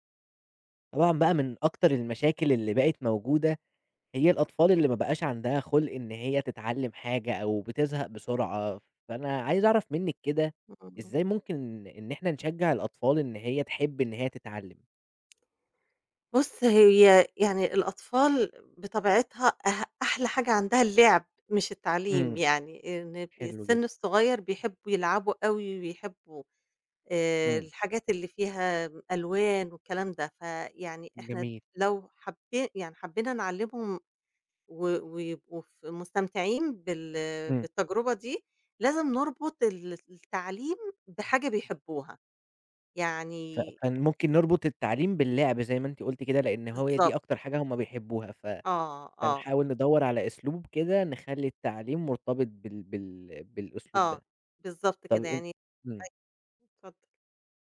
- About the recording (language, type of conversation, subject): Arabic, podcast, ازاي بتشجّع الأطفال يحبّوا التعلّم من وجهة نظرك؟
- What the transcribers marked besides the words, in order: unintelligible speech; tapping; unintelligible speech